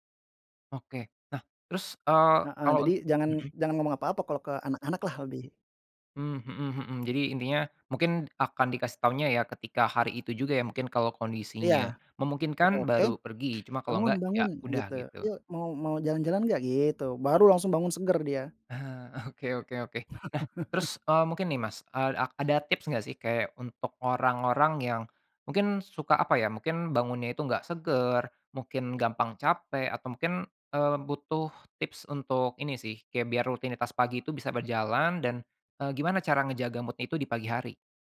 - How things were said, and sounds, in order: other background noise; chuckle; in English: "mood-nya"
- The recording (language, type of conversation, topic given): Indonesian, podcast, Apa rutinitas pagi sederhana yang selalu membuat suasana hatimu jadi bagus?